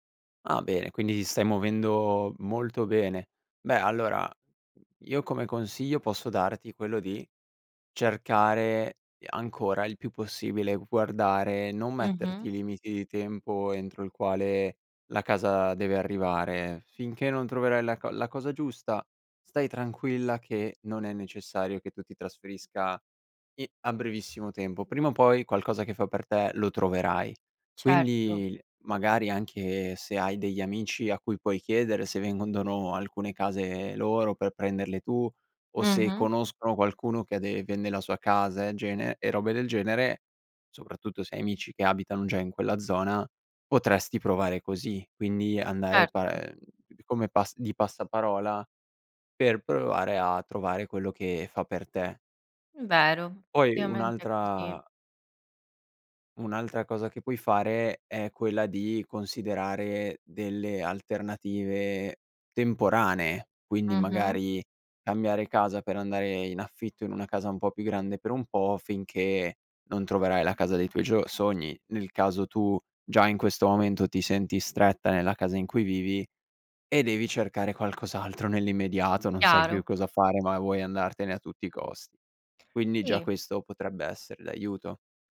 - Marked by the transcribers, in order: tapping; "vendono" said as "vengodono"; "ovviamente" said as "viamente"
- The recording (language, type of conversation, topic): Italian, advice, Quali difficoltà stai incontrando nel trovare una casa adatta?
- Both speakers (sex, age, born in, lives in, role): female, 30-34, Italy, Italy, user; male, 18-19, Italy, Italy, advisor